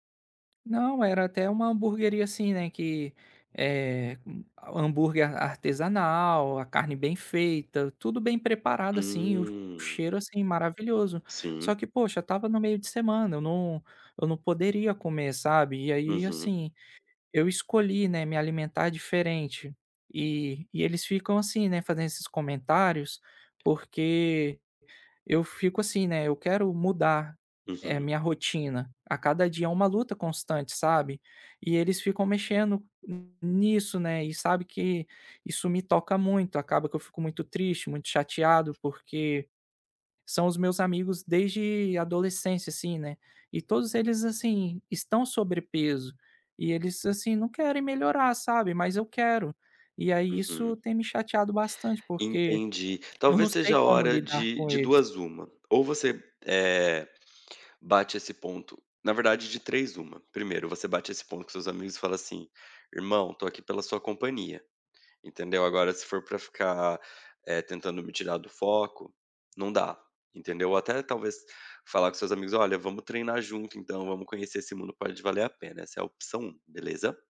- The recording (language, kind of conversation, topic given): Portuguese, advice, Como posso mudar a alimentação por motivos de saúde e lidar com os comentários dos outros?
- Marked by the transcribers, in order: other background noise; tapping